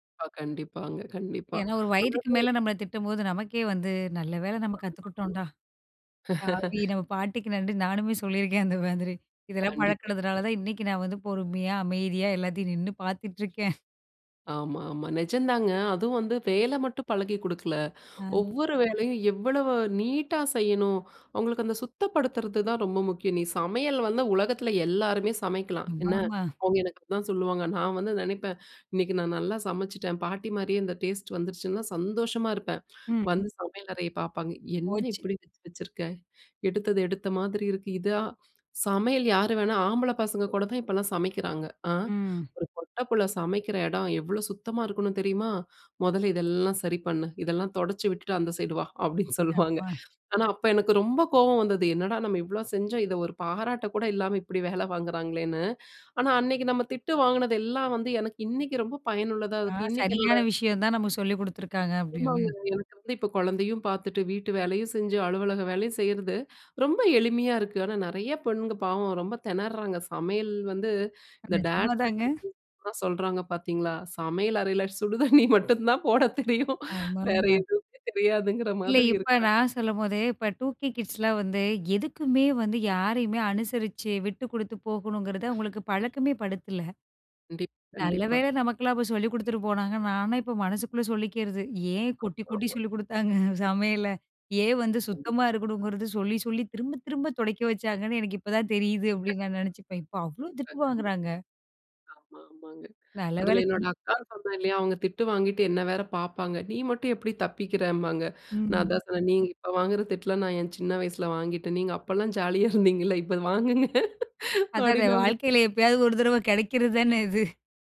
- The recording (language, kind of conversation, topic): Tamil, podcast, குடும்ப மரபு உங்களை எந்த விதத்தில் உருவாக்கியுள்ளது என்று நீங்கள் நினைக்கிறீர்கள்?
- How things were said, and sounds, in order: other background noise; unintelligible speech; laugh; unintelligible speech; chuckle; chuckle; tapping; lip smack; laughing while speaking: "அப்படின்னு சொல்லுவாங்க"; in English: "டேட்ஸ் லிட்டில் பிரின்சஸ்லாம்"; laughing while speaking: "சமையல் அறையில சுடு தண்ணி மட்டும் … தெரியாதுங்கிற மாதிரி இருக்காங்க"; in English: "டூ கே கிட்ஸ்லாம்"; other street noise; laugh; laugh; unintelligible speech; other noise; laughing while speaking: "இருந்தீங்கல்ல, இப்போ வாங்குங்க அப்படின்னு அவங்ககிட்ட"; laughing while speaking: "அதான, வாழ்க்கையில எப்பயாவது ஒரு தடவ கிடைக்கிறது தானே இது"